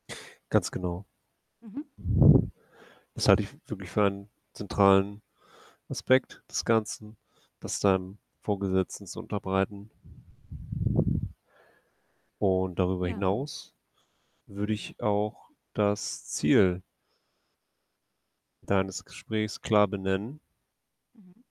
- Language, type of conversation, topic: German, advice, Wie kann ich um eine Beförderung bitten, und wie präsentiere ich meine Argumente dabei überzeugend?
- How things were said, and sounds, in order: none